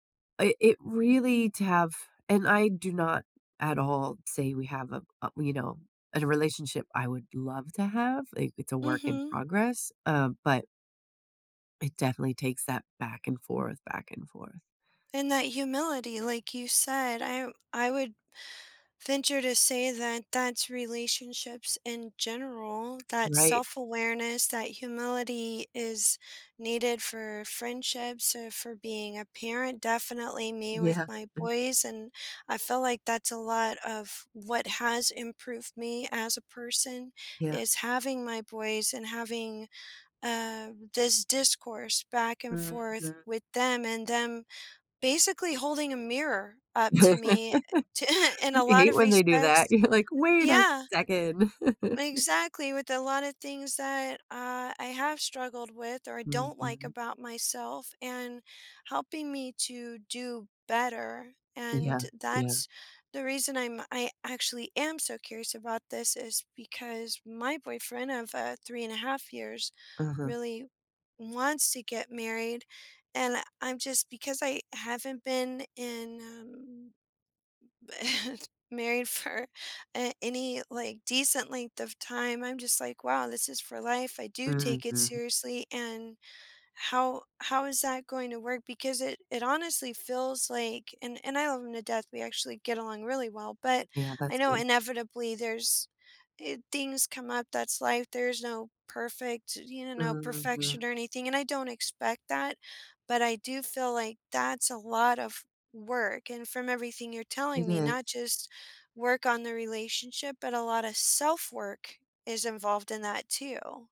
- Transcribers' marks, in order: laughing while speaking: "Yeah"; background speech; laughing while speaking: "t"; chuckle; chuckle; chuckle; tapping
- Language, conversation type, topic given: English, unstructured, How can I spot and address giving-versus-taking in my close relationships?
- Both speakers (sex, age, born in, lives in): female, 40-44, United States, United States; female, 45-49, United States, United States